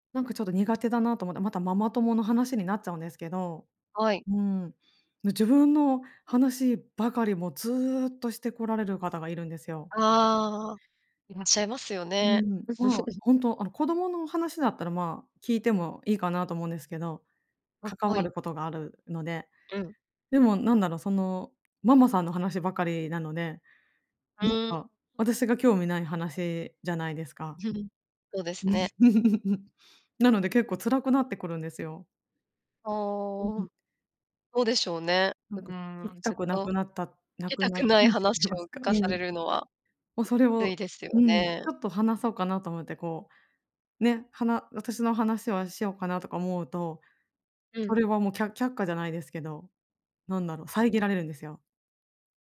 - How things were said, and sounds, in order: laugh; other background noise; chuckle; unintelligible speech
- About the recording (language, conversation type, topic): Japanese, podcast, 会話で好感を持たれる人の特徴って何だと思いますか？